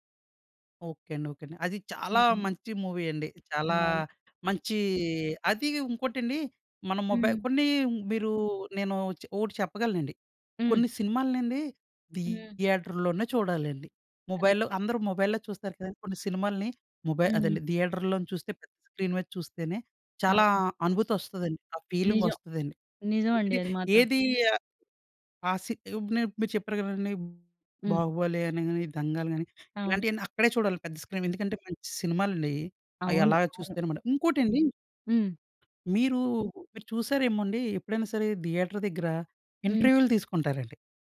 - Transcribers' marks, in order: stressed: "చాలా"; in English: "మూవీ"; other background noise; in English: "మొబైల్"; in English: "థియేటర్"; in English: "ముబైల్‌లో"; in English: "మొబైల్‌లో"; in English: "కరెక్ట్"; in English: "థియేటర్‌లో"; in English: "స్క్రీన్"; tapping; in English: "స్క్రీన్"; in English: "థియేటర్"
- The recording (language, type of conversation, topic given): Telugu, podcast, మీ మొదటి సినిమా థియేటర్ అనుభవం ఎలా ఉండేది?